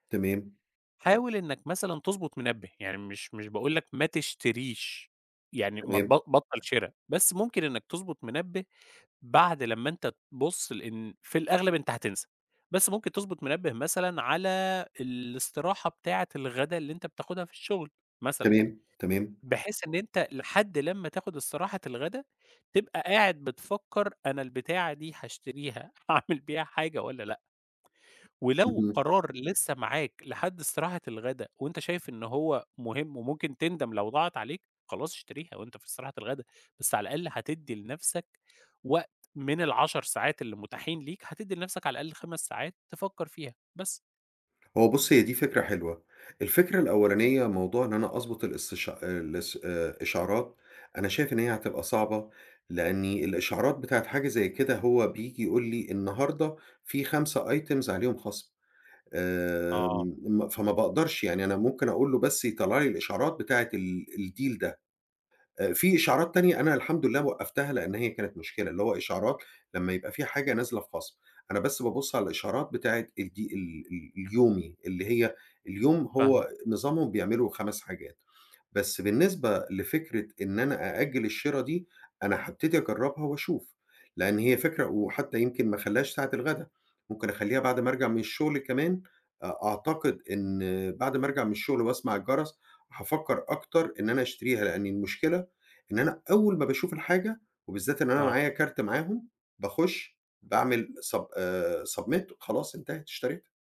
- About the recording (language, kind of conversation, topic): Arabic, advice, إزاي الشراء الاندفاعي أونلاين بيخلّيك تندم ويدخّلك في مشاكل مالية؟
- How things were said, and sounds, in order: laughing while speaking: "هاعمل بيها"; unintelligible speech; in English: "items"; in English: "الdeal"; in English: "sub آآ، submit"